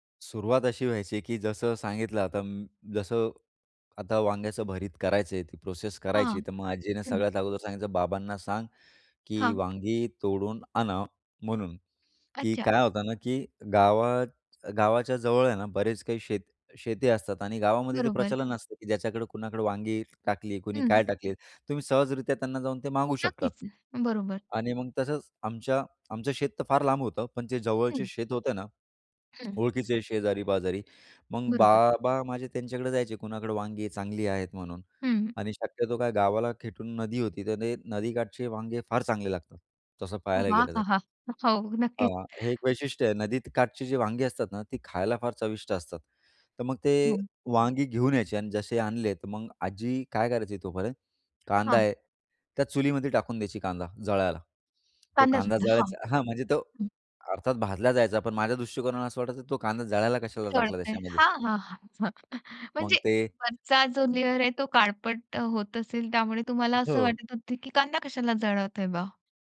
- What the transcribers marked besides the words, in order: tapping; other noise; chuckle; in English: "लेयर"
- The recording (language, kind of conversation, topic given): Marathi, podcast, तुझ्या आजी-आजोबांच्या स्वयंपाकातली सर्वात स्मरणीय गोष्ट कोणती?